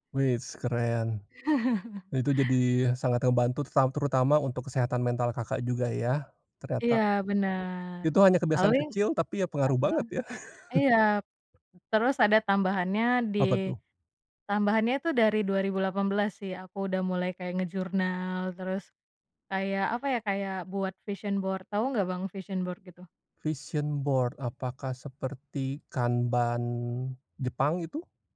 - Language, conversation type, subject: Indonesian, podcast, Bagaimana caramu tetap termotivasi saat sedang merasa buntu?
- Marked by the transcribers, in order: chuckle; chuckle; in English: "vision board"; in English: "vision board"; in English: "Vision board"; in Japanese: "kanban"